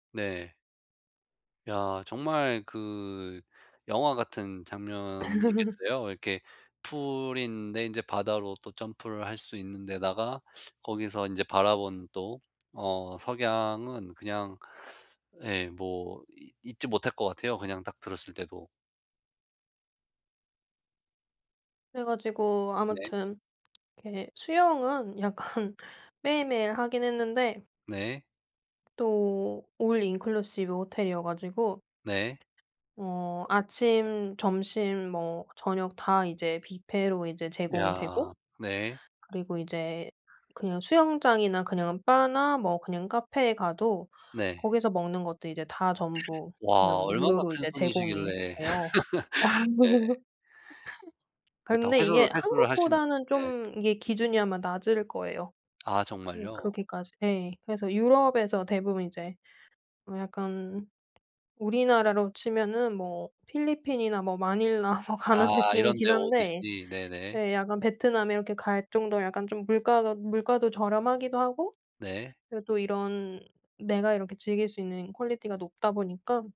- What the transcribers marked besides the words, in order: laugh; other background noise; laughing while speaking: "약간"; in English: "올인클루시브"; other noise; laugh; background speech; laughing while speaking: "뭐 가는"; in English: "퀄리티가"
- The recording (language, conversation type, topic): Korean, podcast, 가장 인상 깊었던 풍경은 어디였나요?